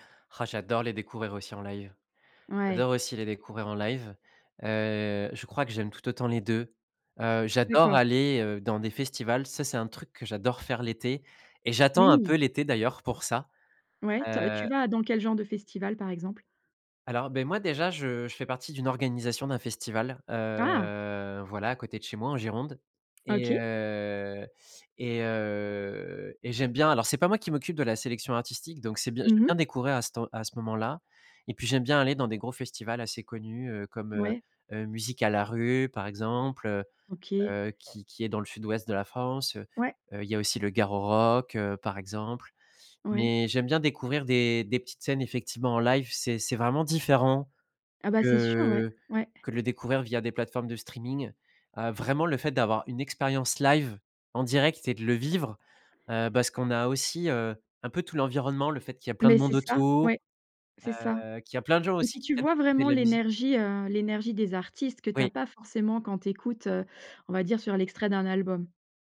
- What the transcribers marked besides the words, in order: sigh; drawn out: "heu"; drawn out: "heu"; drawn out: "heu"; stressed: "vraiment"
- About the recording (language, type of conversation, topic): French, podcast, Comment trouvez-vous de nouvelles musiques en ce moment ?